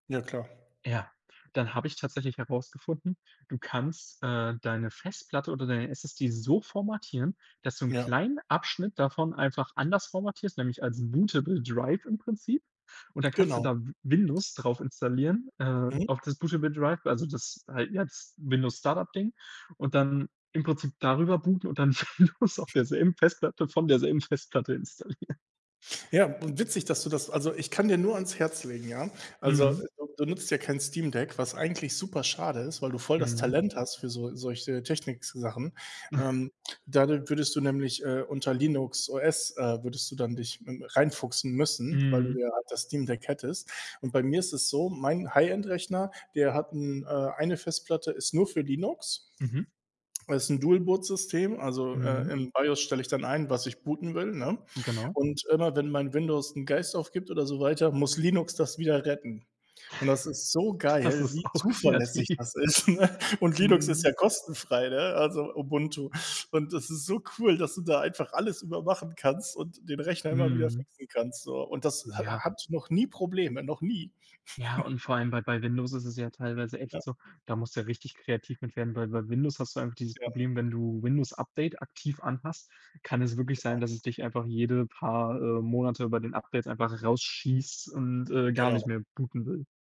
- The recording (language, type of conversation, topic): German, unstructured, Wie nutzt du Technik, um kreativ zu sein?
- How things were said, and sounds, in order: in English: "bootable Drive"; in English: "bootable Drive"; laughing while speaking: "Windows auf derselben Festplatte von derselben Festplatte installieren"; snort; other background noise; chuckle; laughing while speaking: "Das ist auch kreativ"; laughing while speaking: "ist"; laugh; chuckle